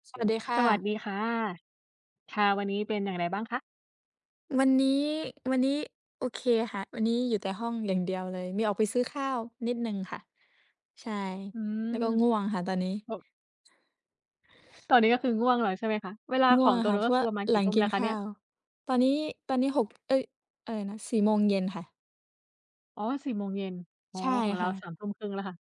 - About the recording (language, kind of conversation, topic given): Thai, unstructured, การใส่ดราม่าในรายการโทรทัศน์ทำให้คุณรู้สึกอย่างไร?
- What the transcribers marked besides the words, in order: none